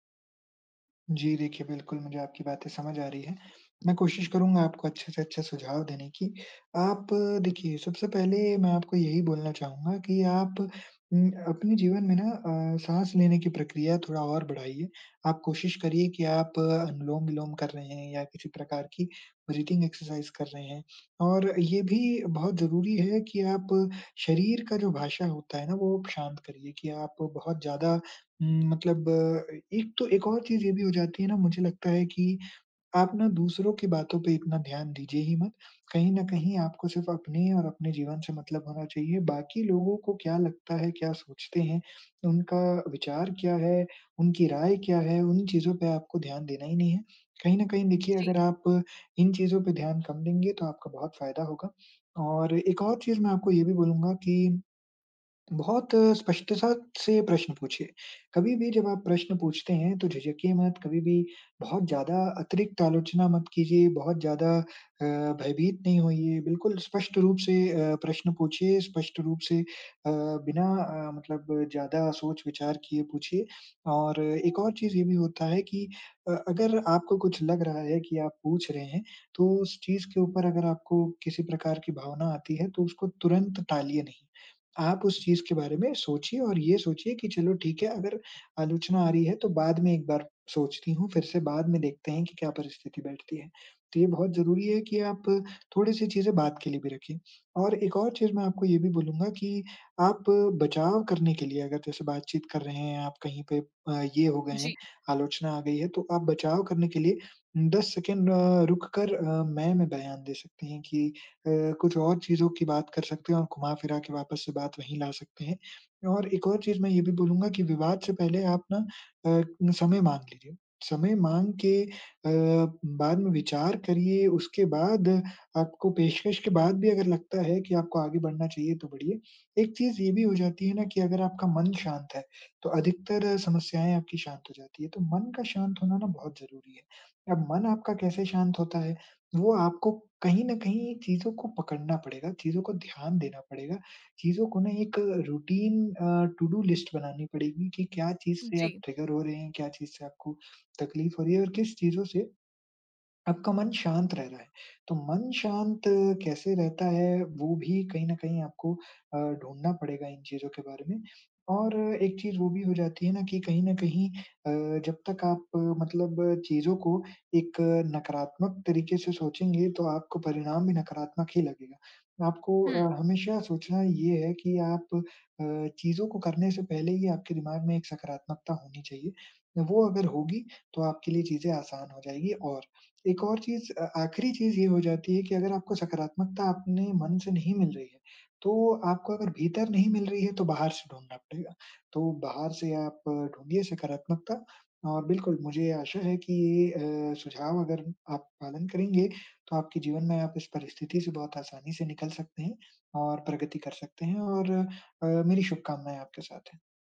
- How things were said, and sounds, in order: in English: "ब्रीथिंग एक्सरसाइज़"; in English: "रूटीन"; in English: "टू डू लिस्ट"; in English: "ट्रिगर"
- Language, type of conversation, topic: Hindi, advice, मैं शांत रहकर आलोचना कैसे सुनूँ और बचाव करने से कैसे बचूँ?
- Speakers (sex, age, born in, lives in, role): female, 20-24, India, India, user; male, 20-24, India, India, advisor